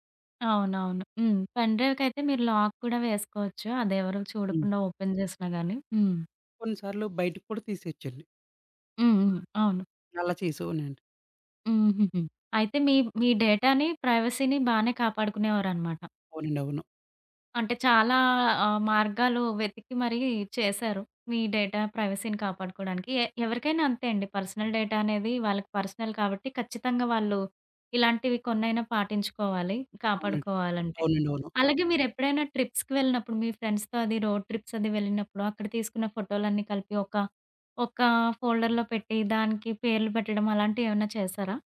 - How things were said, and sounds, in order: in English: "పెన్ డ్రైవ్"; in English: "లాక్"; other background noise; in English: "ఓపెన్"; in English: "డేటాని ప్రైవసీని"; in English: "డేటా ప్రైవసీని"; in English: "పర్సనల్ డేటా"; in English: "పర్సనల్"; in English: "ట్రిప్‌కి"; in English: "ఫ్రెండ్స్‌తో"; in English: "రోడ్ ట్రిప్స్"; in English: "ఫోల్డర్‌లో"
- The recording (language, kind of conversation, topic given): Telugu, podcast, ప్లేలిస్టుకు పేరు పెట్టేటప్పుడు మీరు ఏ పద్ధతిని అనుసరిస్తారు?